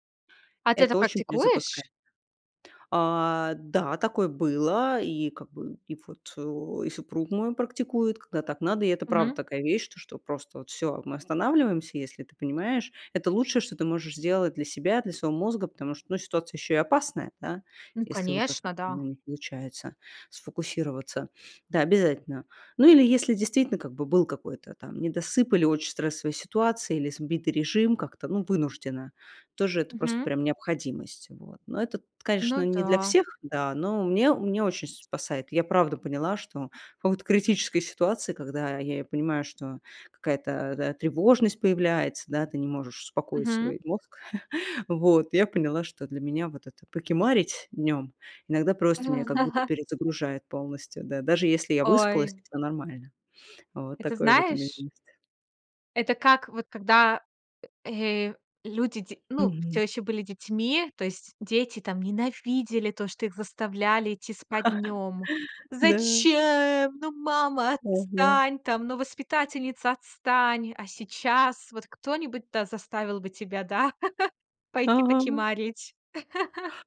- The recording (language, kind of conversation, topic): Russian, podcast, Что вы делаете, чтобы снять стресс за 5–10 минут?
- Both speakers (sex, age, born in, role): female, 25-29, Russia, host; female, 35-39, Russia, guest
- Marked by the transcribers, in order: "очень" said as "очь"; chuckle; laughing while speaking: "А, да"; chuckle; tapping; put-on voice: "Зачем? Ну, мама, отстань"; laugh